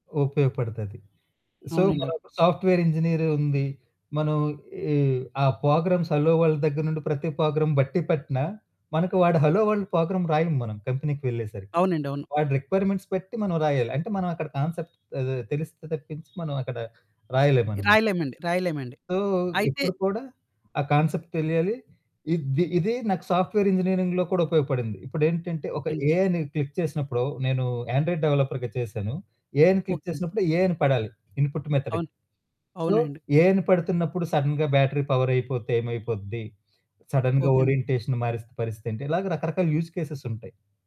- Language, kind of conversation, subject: Telugu, podcast, ఒంటరిగా ఉన్నప్పుడు ఎదురయ్యే నిలకడలేమిని మీరు ఎలా అధిగమిస్తారు?
- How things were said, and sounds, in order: in English: "సో"; in English: "సాఫ్ట్‌వేర్"; in English: "ప్రోగ్రామ్స్ హలో వరల్డ్"; in English: "ప్రోగ్రామ్"; in English: "హలో వరల్డ్ ప్రోగ్రామ్"; in English: "కంపెనీకి"; in English: "రిక్వైర్‌మెంట్స్"; in English: "కాన్సెప్ట్"; horn; in English: "సో"; in English: "కాన్సెప్ట్"; in English: "సాఫ్ట్‌వేర్ ఇంజినీరింగ్‌లో"; in English: "ఏఐని క్లిక్"; in English: "ఆండ్రాయిడ్ డెవలపర్‌గా"; in English: "ఏ"; in English: "క్లిక్"; in English: "ఏ"; in English: "ఇన్‌పుట్ మెథడ్. సో, ఏ"; in English: "సడెన్‌గా బ్యాటరీ పవర్"; in English: "సడెన్‌గా ఓరియంటేషన్"; in English: "యూజ్"